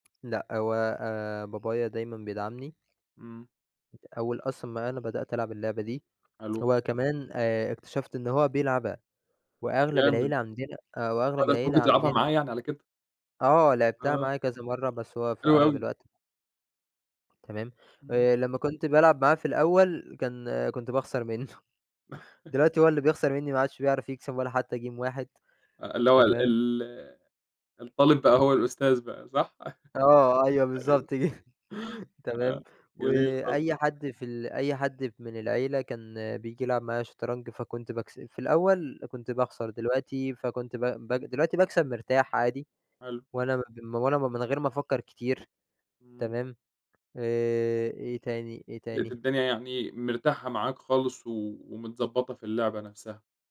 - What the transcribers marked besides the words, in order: tapping; other background noise; chuckle; in English: "game"; chuckle; laughing while speaking: "جه"; unintelligible speech; other noise
- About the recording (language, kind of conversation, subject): Arabic, podcast, لو عندك يوم كامل فاضي، هتقضيه إزاي مع هوايتك؟